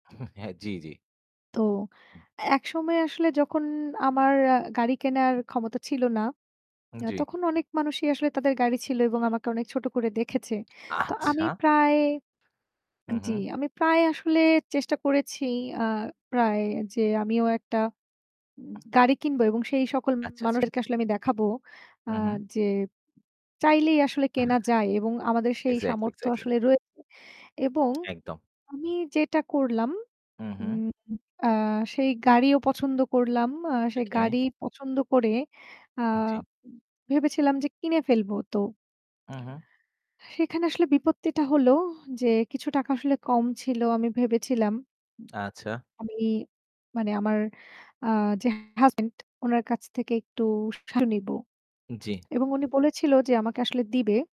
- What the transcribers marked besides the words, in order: static; other background noise; lip smack; distorted speech; mechanical hum
- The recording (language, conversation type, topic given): Bengali, unstructured, কেন অনেকেই কোনো শখ শুরু করলেও তা ধারাবাহিকভাবে চালিয়ে যেতে পারেন না?